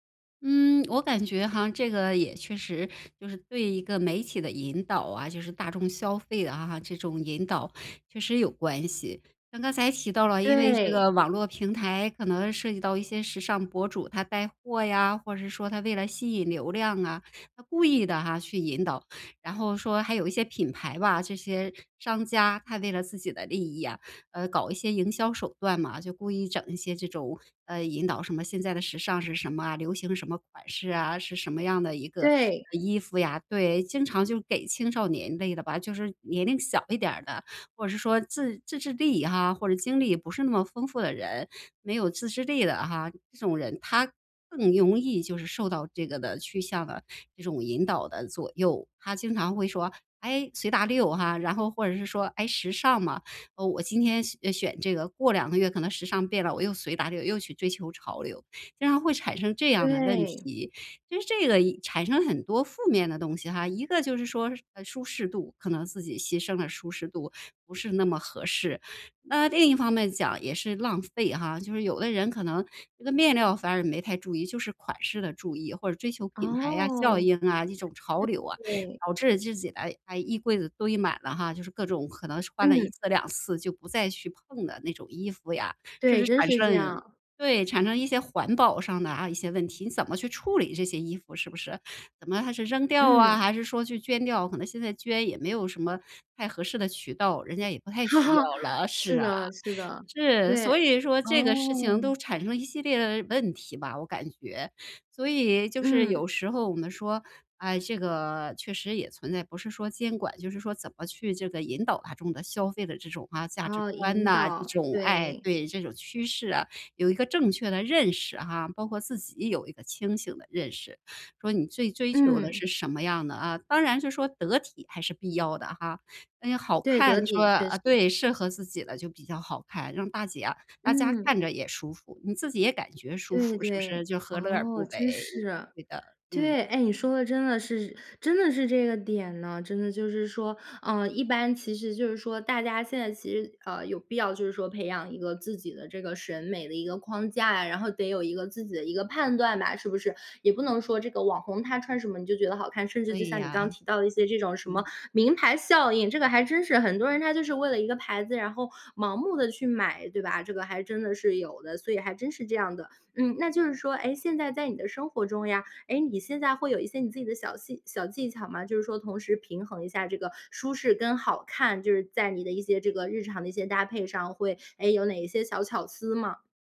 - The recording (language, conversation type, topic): Chinese, podcast, 你怎么在舒服和好看之间找平衡？
- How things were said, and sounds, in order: laughing while speaking: "哈哈"; "大家" said as "大姐"